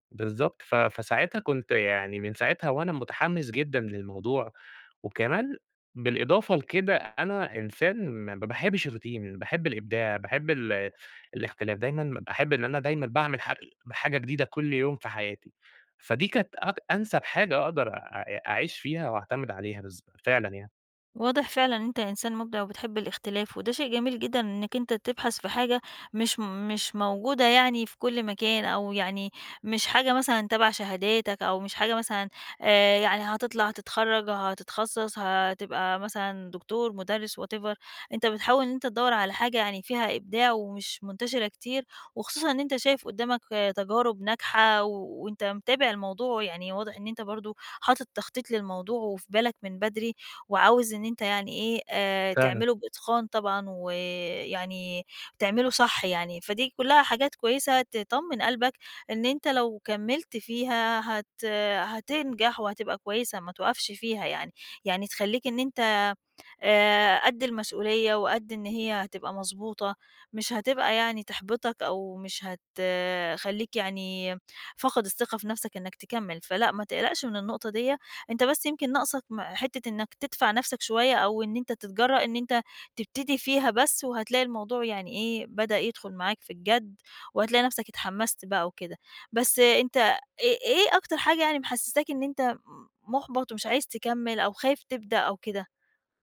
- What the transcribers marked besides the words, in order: in English: "الRoutine"; in English: "whatever"
- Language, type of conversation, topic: Arabic, advice, إزاي أتعامل مع فقدان الدافع إني أكمل مشروع طويل المدى؟